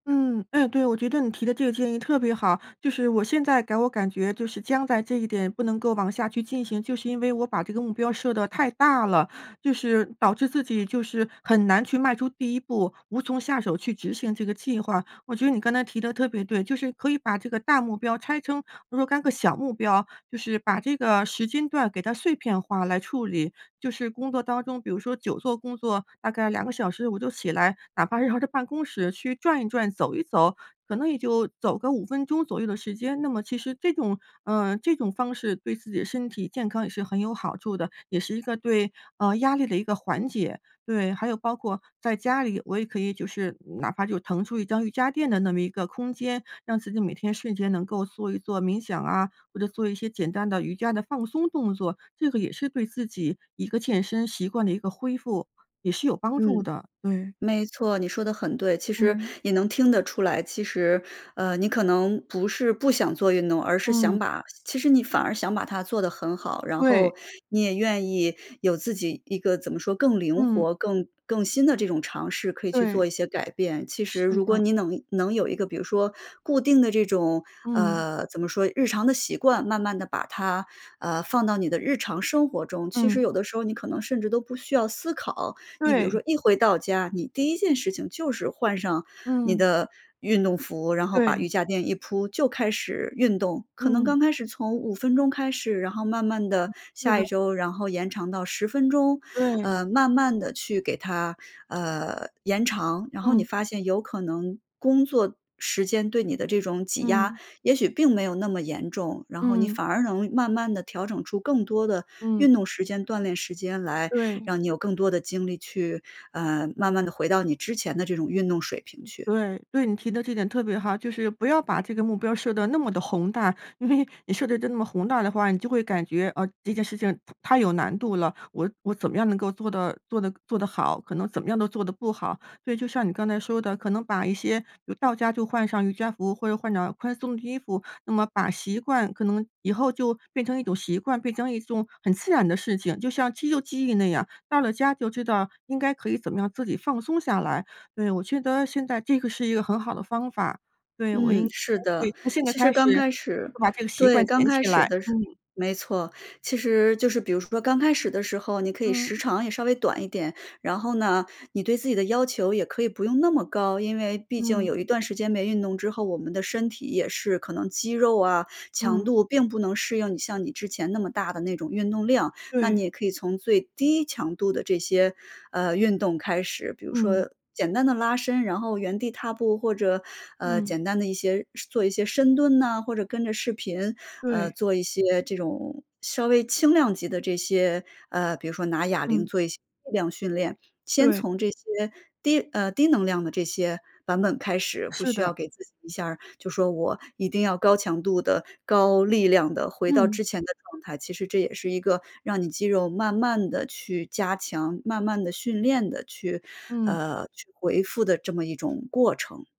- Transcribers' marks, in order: "给" said as "改"; other background noise
- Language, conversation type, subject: Chinese, advice, 难以坚持定期锻炼，常常半途而废